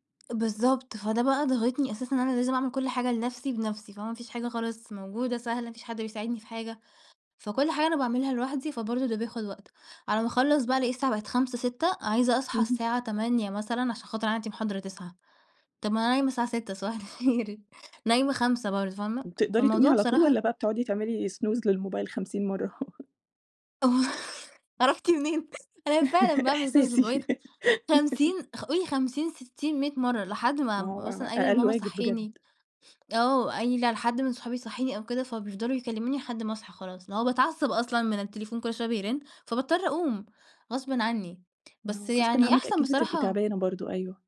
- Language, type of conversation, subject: Arabic, podcast, بتعمل إيه لما ما تعرفش تنام؟
- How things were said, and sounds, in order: tapping; laughing while speaking: "صباح الخير"; in English: "snooze"; laugh; other noise; in English: "snooze"; laugh; laughing while speaking: "إحساسي"; laugh